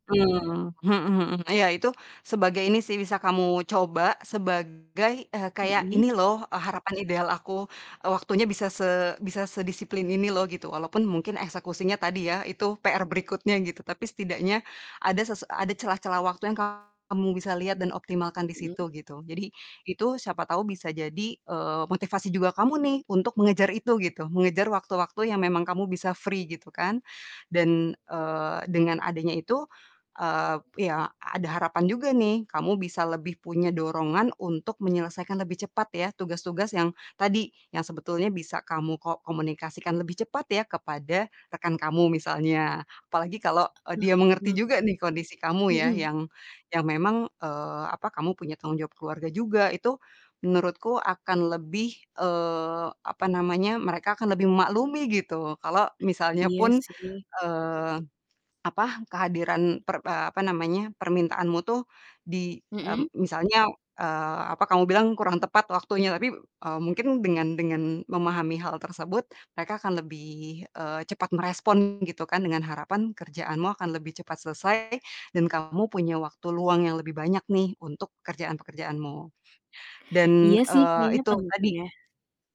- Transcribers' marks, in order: distorted speech; in English: "free"; other background noise; tapping
- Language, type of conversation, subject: Indonesian, advice, Apa kesulitan Anda dalam membagi waktu antara pekerjaan dan keluarga?